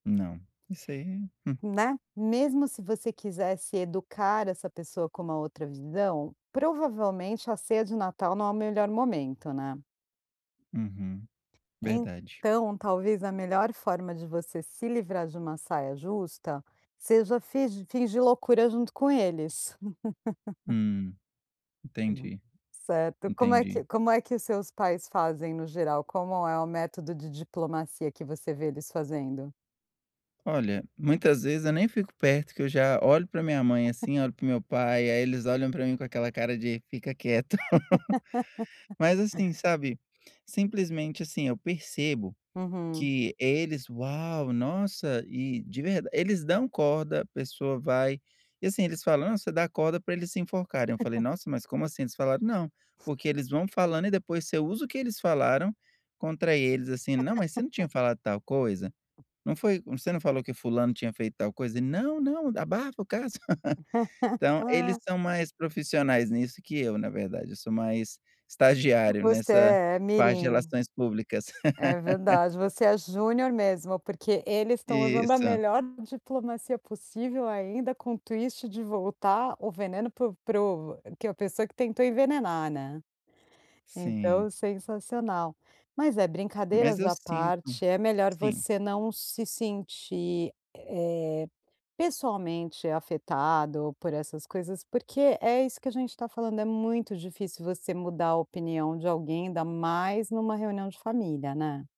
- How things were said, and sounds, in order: laugh; laugh; laugh; laugh; other noise; laugh; laugh; laugh
- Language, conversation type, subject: Portuguese, advice, Como posso equilibrar as opiniões dos outros com os meus valores pessoais?